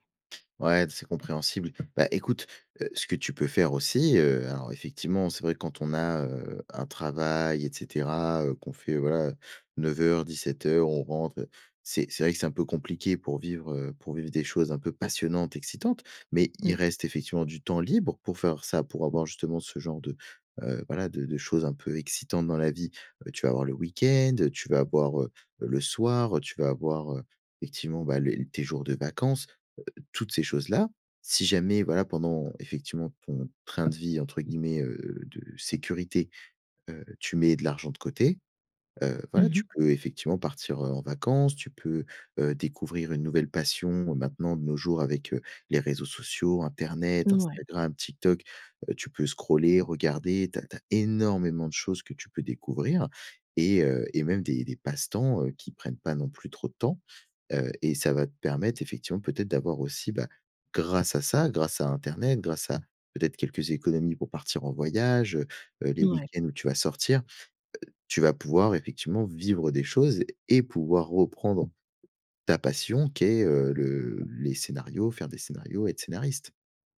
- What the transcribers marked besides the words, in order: tapping; stressed: "passionnantes"; stressed: "énormément"
- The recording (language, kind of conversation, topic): French, advice, Comment surmonter la peur de vivre une vie par défaut sans projet significatif ?